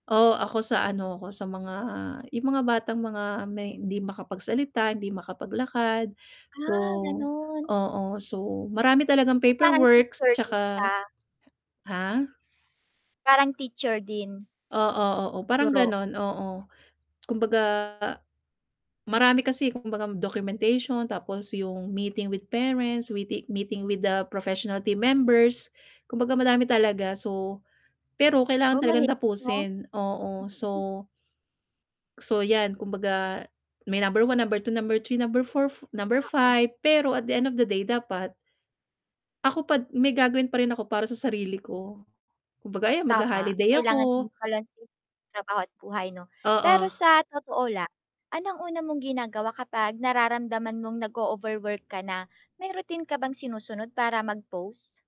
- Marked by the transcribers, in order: static; distorted speech; tapping; in English: "we-meeting with the professional team members"
- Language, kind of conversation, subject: Filipino, podcast, Paano mo hinahanap ang balanse sa trabaho at buhay?